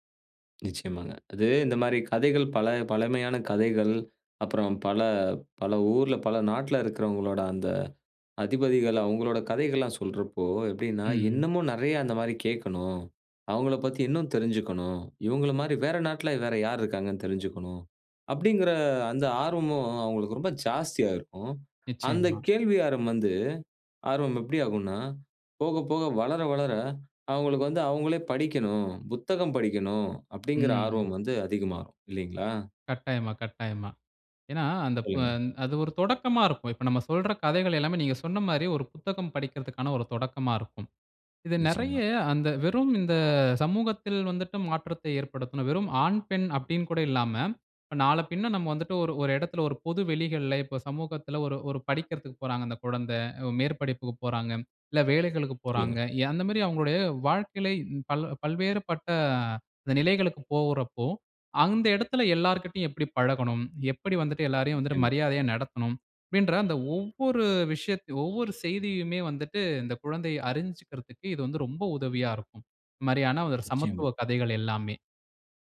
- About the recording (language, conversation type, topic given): Tamil, podcast, கதைகள் மூலம் சமூக மாற்றத்தை எவ்வாறு தூண்ட முடியும்?
- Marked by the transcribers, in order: other noise; other background noise